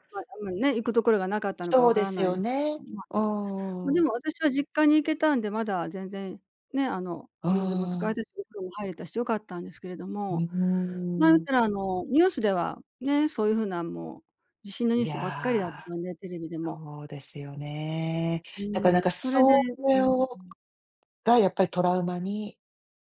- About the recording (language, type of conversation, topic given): Japanese, advice, 過去の記憶がよみがえると、感情が大きく揺れてしまうことについて話していただけますか？
- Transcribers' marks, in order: unintelligible speech; other noise